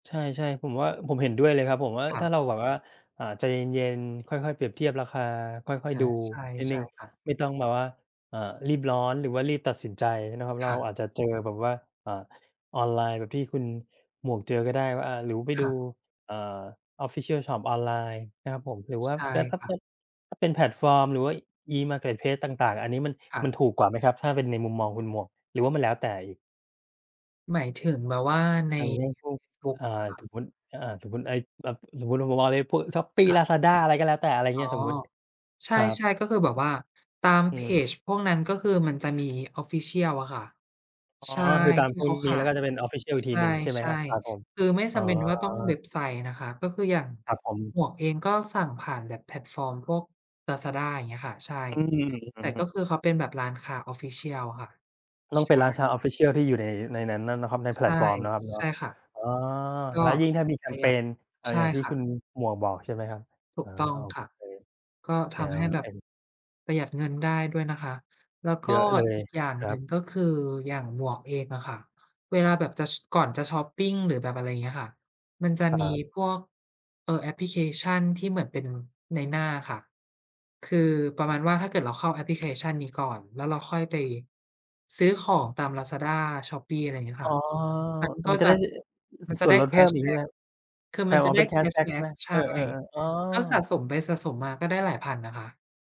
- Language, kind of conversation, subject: Thai, unstructured, คุณมีเคล็ดลับง่ายๆ ในการประหยัดเงินอะไรบ้าง?
- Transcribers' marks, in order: tapping; in English: "official"; unintelligible speech; in English: "E-Marketplace"; other background noise; in English: "official"; in English: "official"; in English: "official"; in English: "official"; in English: "แคชแบ็ก"; in English: "แคชแบ็ก"; in English: "แคชแบ็ก"